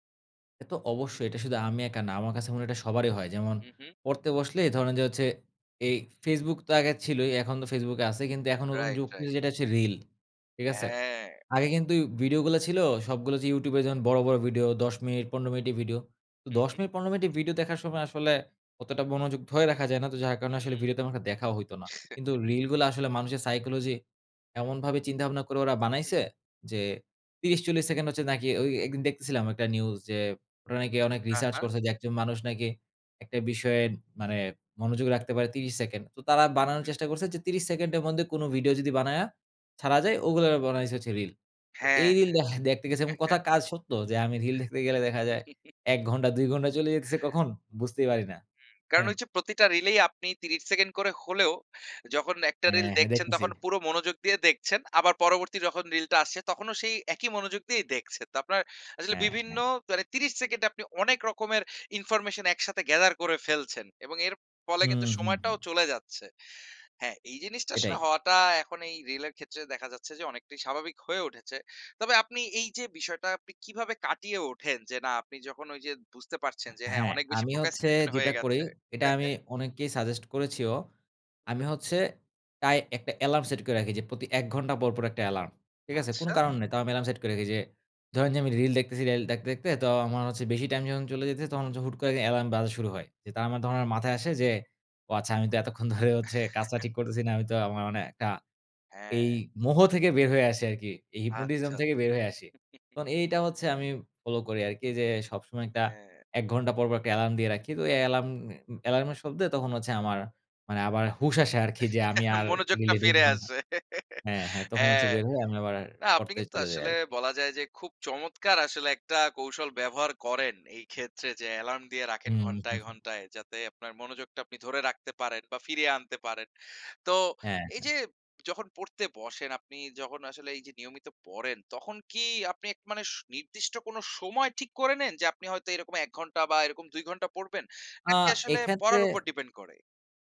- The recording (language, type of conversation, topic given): Bengali, podcast, আপনি কীভাবে নিয়মিত পড়াশোনার অভ্যাস গড়ে তোলেন?
- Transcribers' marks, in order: chuckle; tapping; chuckle; in English: "gather"; in English: "procrastination"; "রিল" said as "রাইল"; chuckle; in English: "hypnotism"; chuckle; laugh; laughing while speaking: "মনোযোগটা ফিরে আসে"; laugh; horn; chuckle